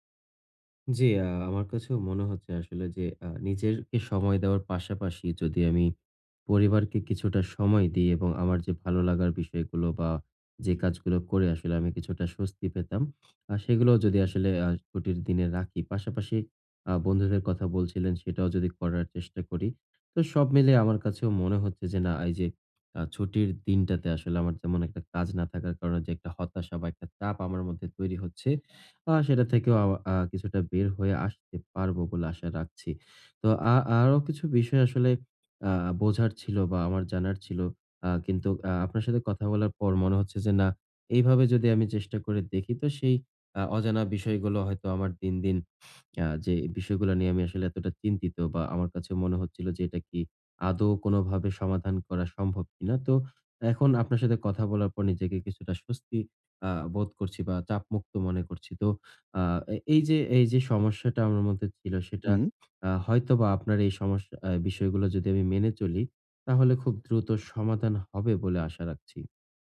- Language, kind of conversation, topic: Bengali, advice, ছুটির দিনে কীভাবে চাপ ও হতাশা কমাতে পারি?
- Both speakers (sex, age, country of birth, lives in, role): male, 20-24, Bangladesh, Bangladesh, advisor; male, 20-24, Bangladesh, Bangladesh, user
- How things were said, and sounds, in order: tapping; other background noise; sniff